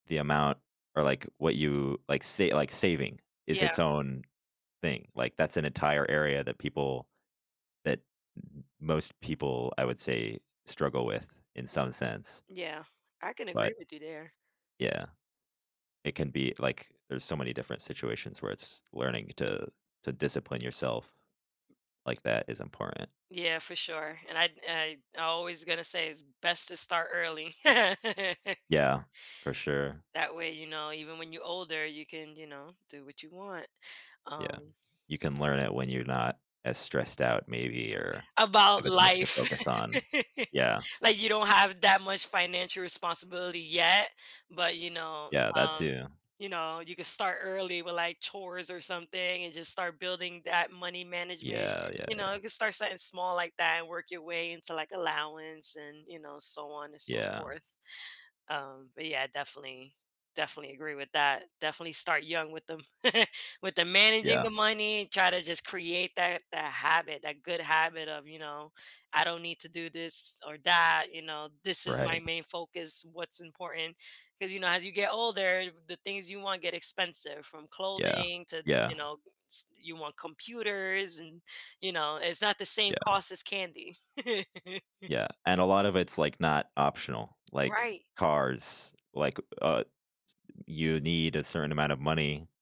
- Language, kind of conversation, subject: English, unstructured, How do early financial habits shape your future decisions?
- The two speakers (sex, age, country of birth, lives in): female, 35-39, United States, United States; male, 20-24, United States, United States
- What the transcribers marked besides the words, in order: other noise; other background noise; laugh; laugh; chuckle; chuckle